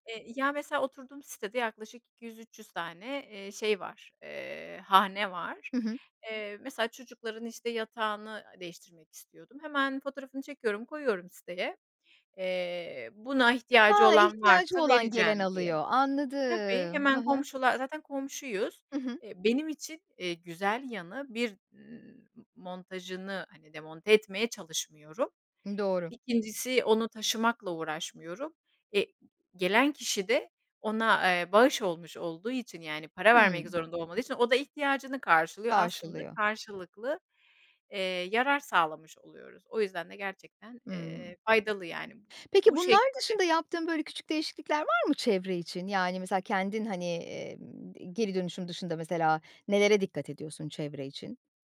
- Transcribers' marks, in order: tapping; other background noise
- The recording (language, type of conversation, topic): Turkish, podcast, Günlük hayatında çevre için yaptığın küçük değişiklikler neler?